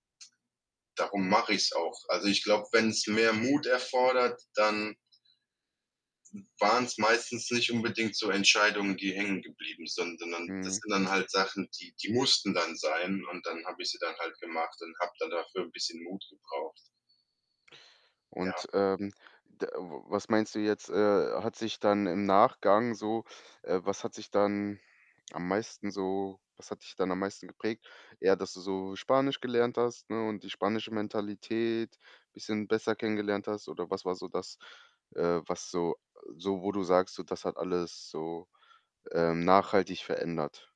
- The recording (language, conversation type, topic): German, podcast, Kannst du von einem Zufall erzählen, der dein Leben verändert hat?
- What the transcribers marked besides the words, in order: other background noise